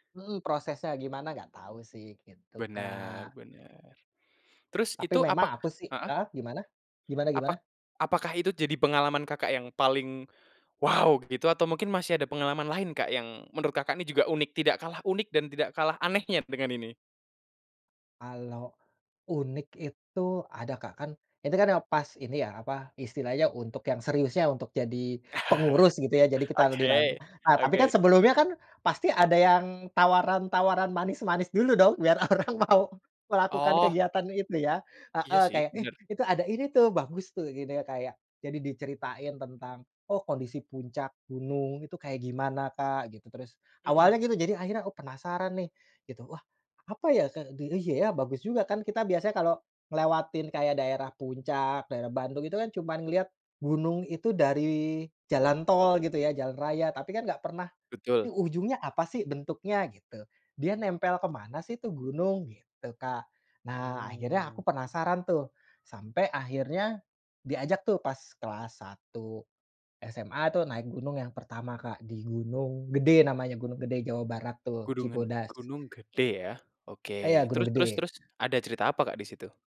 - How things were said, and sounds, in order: other background noise; stressed: "wow"; chuckle; laughing while speaking: "orang mau"
- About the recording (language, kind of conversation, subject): Indonesian, podcast, Apa momen paling bikin kamu merasa penasaran waktu jalan-jalan?